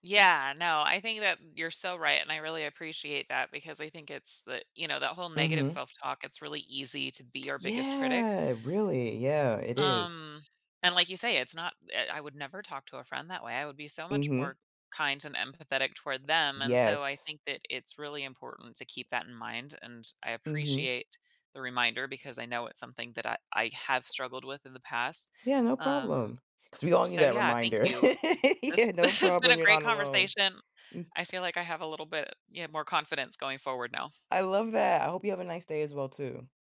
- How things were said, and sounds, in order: drawn out: "Yeah"; laughing while speaking: "this has"; chuckle; laughing while speaking: "Yeah"
- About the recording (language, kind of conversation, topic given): English, advice, How can I prepare for my first day at a new job?